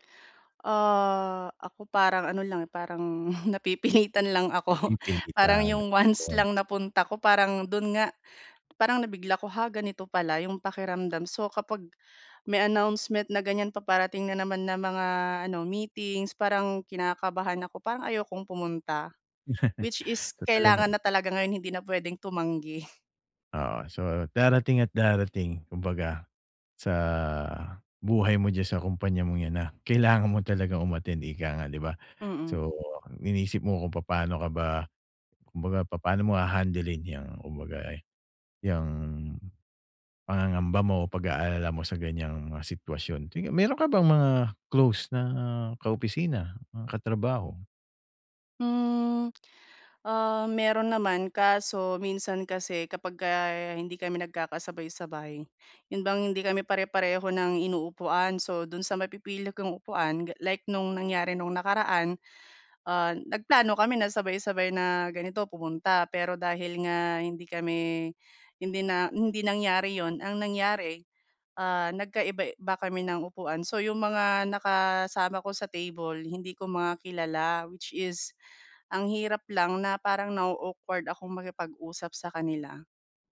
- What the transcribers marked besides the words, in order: laughing while speaking: "napipilitan lang ako"; laughing while speaking: "once"; chuckle
- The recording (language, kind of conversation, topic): Filipino, advice, Paano ko mababawasan ang pag-aalala o kaba kapag may salu-salo o pagtitipon?